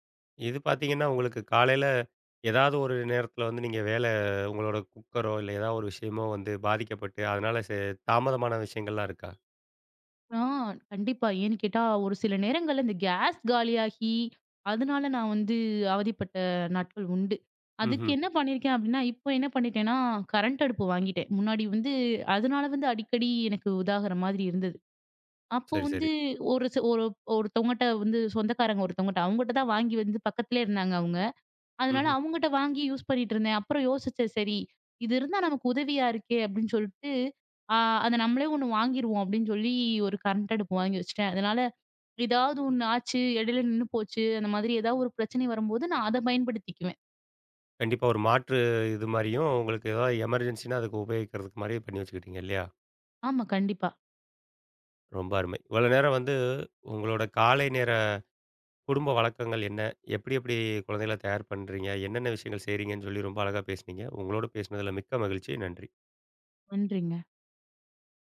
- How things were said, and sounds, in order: in English: "எமர்ஜென்சின்னா"
- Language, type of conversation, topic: Tamil, podcast, உங்கள் வீட்டில் காலை வழக்கம் எப்படி இருக்கிறது?